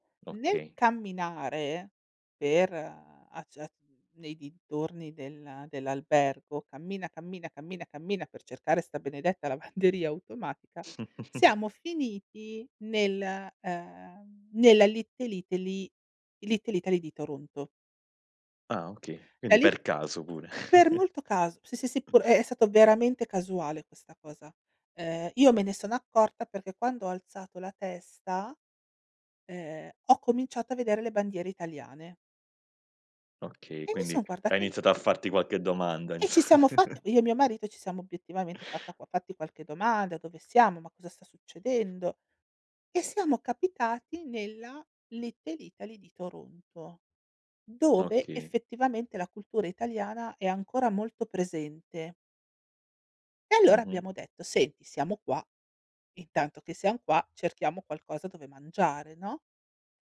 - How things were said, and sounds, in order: laughing while speaking: "lavanderia"; chuckle; chuckle; laughing while speaking: "inso"; chuckle
- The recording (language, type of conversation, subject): Italian, podcast, Qual è il cibo più sorprendente che hai assaggiato durante un viaggio?